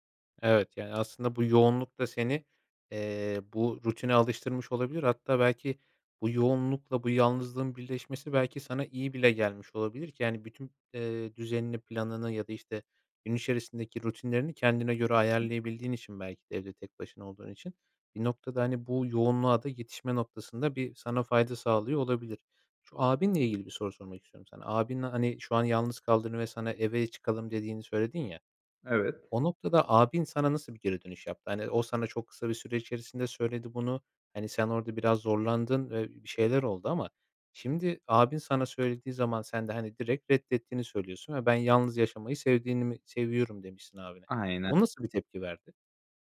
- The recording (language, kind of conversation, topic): Turkish, podcast, Yalnızlık hissi geldiğinde ne yaparsın?
- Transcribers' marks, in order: other background noise; tapping